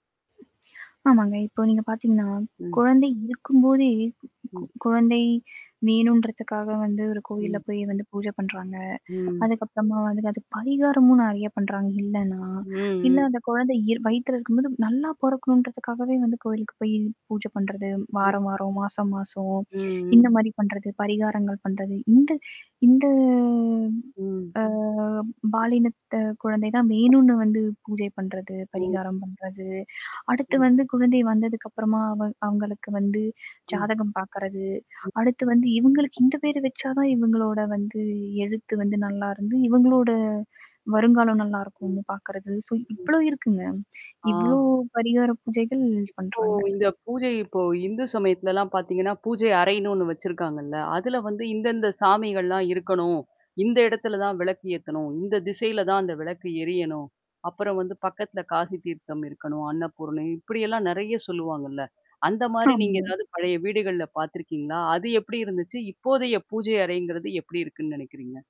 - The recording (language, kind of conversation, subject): Tamil, podcast, மண்டபம், பூஜை இடம் போன்ற வீட்டு மரபுகள் பொதுவாக எப்படி இருக்கின்றன?
- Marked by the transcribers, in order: static; tapping; drawn out: "இந்த"; other background noise; distorted speech; unintelligible speech; in English: "ஸோ"